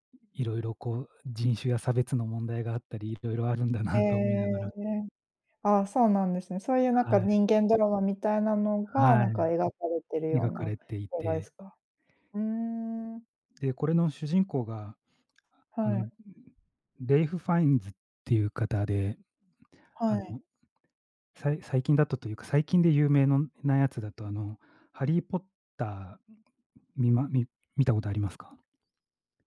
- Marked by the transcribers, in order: none
- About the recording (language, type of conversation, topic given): Japanese, unstructured, 最近見た映画の中で、いちばん印象に残っている作品は何ですか？